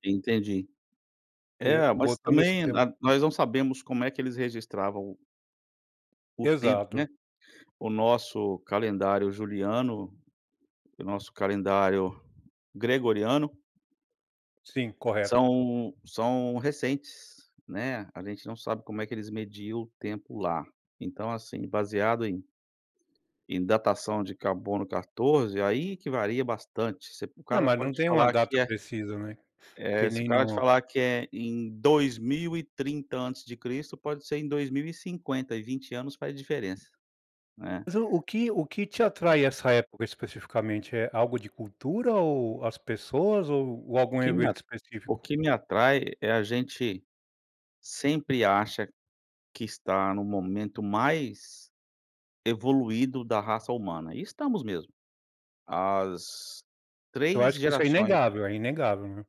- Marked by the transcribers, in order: none
- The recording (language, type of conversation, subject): Portuguese, unstructured, Se você pudesse viajar no tempo, para que época iria?